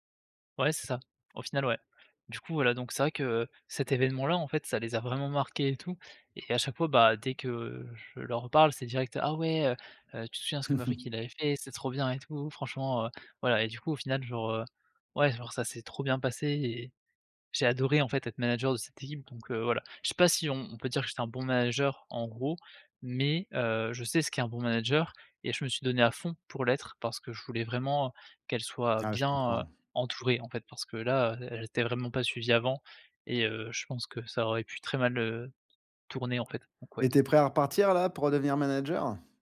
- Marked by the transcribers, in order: put-on voice: "Ah ouais, heu, heu, tu … tout, franchement, heu !"; chuckle
- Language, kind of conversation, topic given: French, podcast, Comment reconnaître un bon manager ?